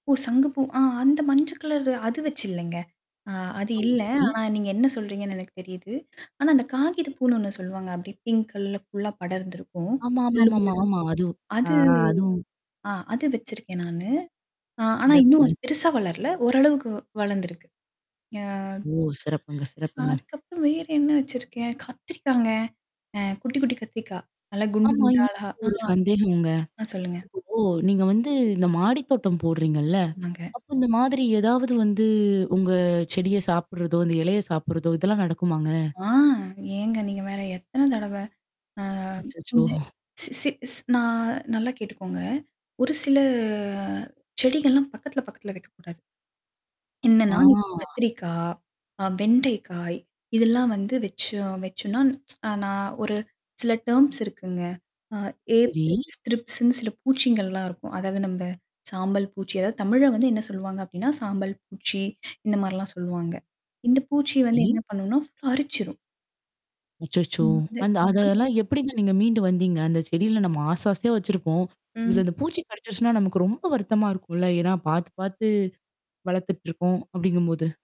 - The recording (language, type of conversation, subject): Tamil, podcast, வீட்டில் செடிகள் வைத்த பிறகு வீட்டின் சூழல் எப்படி மாறியது?
- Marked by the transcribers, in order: static; tapping; distorted speech; other noise; in English: "பிங்க் கலர்ல ஃபுல்லா"; drawn out: "ஆ"; drawn out: "அது"; other background noise; drawn out: "ஆ"; laughing while speaking: "அச்சச்சோ!"; drawn out: "சில"; drawn out: "ஆ"; tsk; in English: "டெர்ம்ஸ்"; in English: "ஏப்பிட்ஸ் த்ரிப்ஸ்ன்னு"; in English: "ஃபுல்லா"